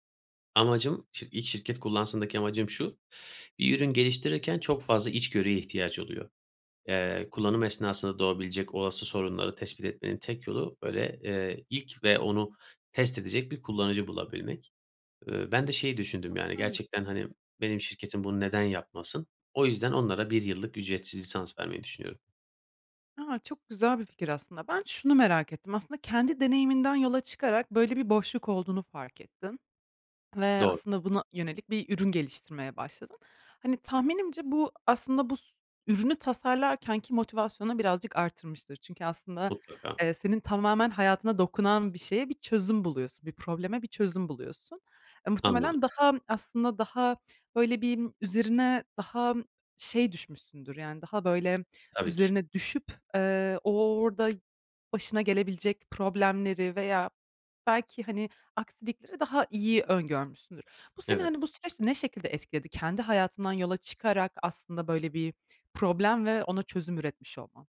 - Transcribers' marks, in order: other noise; unintelligible speech; other background noise
- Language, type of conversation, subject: Turkish, podcast, İlk fikrinle son ürün arasında neler değişir?